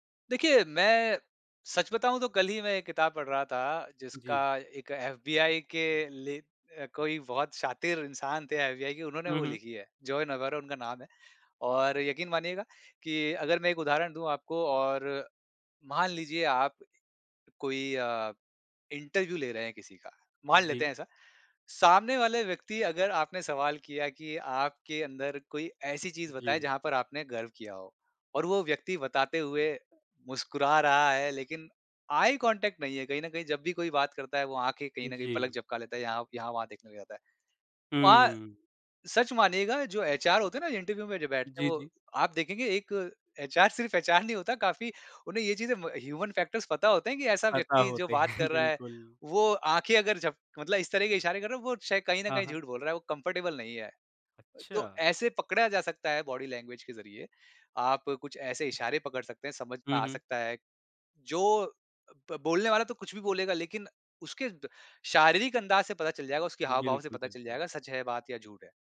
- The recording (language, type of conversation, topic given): Hindi, podcast, आप अपनी देह-भाषा पर कितना ध्यान देते हैं?
- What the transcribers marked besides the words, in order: tapping; in English: "आई कॉन्टैक्ट"; in English: "ह्यूमन फैक्टर्स"; laughing while speaking: "हैं"; in English: "कम्फर्टेबल"; in English: "बॉडी लैंग्वेज"